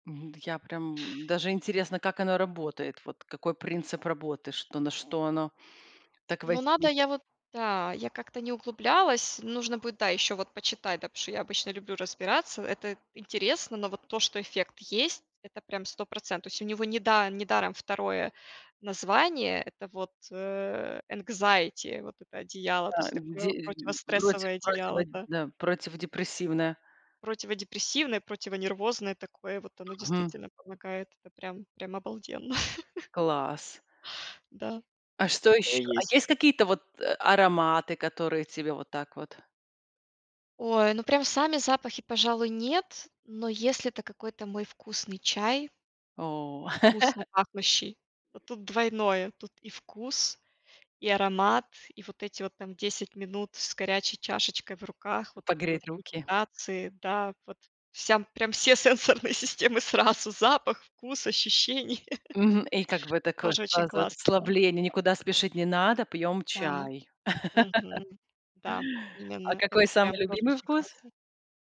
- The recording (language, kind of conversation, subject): Russian, podcast, Что помогает тебе расслабиться после тяжёлого дня?
- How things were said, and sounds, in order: other background noise; in English: "энкзаити"; laugh; laugh; laughing while speaking: "прям все сенсорные системы сразу, запах, вкус, ощущение"; laugh